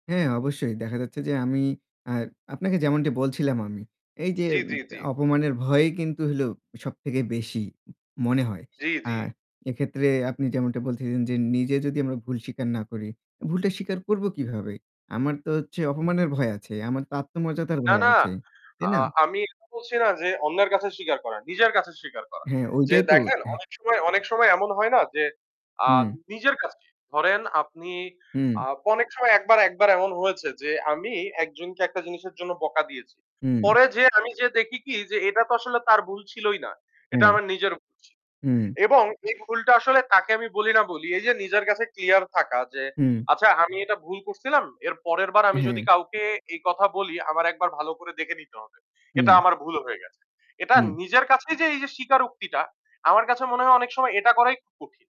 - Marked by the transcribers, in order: static; distorted speech; in English: "clear"
- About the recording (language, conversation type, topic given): Bengali, unstructured, নিজের প্রতি সৎ থাকা কেন কখনো কখনো কঠিন হয়ে পড়ে?